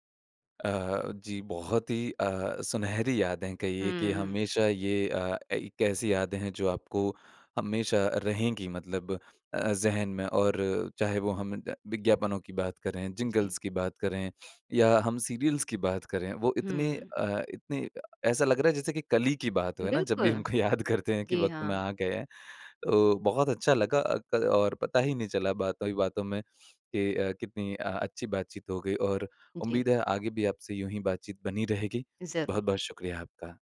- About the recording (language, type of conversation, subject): Hindi, podcast, किस पुराने विज्ञापन का जिंगल आपको आज भी याद है?
- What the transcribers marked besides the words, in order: in English: "जिंगल्स"; in English: "सीरियल्स"; laughing while speaking: "याद करते"